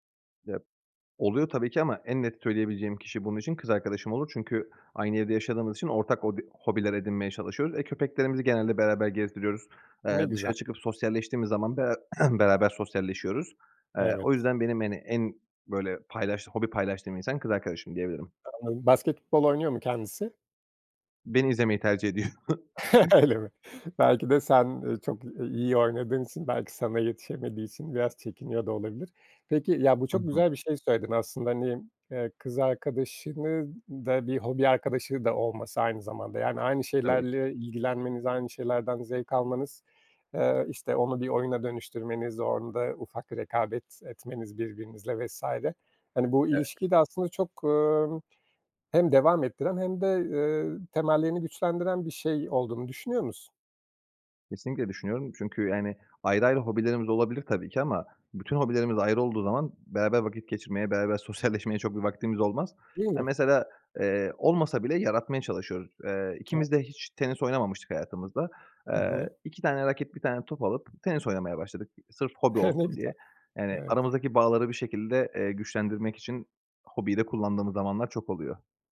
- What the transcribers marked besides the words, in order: other background noise; cough; chuckle; tapping; unintelligible speech; chuckle
- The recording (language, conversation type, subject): Turkish, podcast, Hobi partneri ya da bir grup bulmanın yolları nelerdir?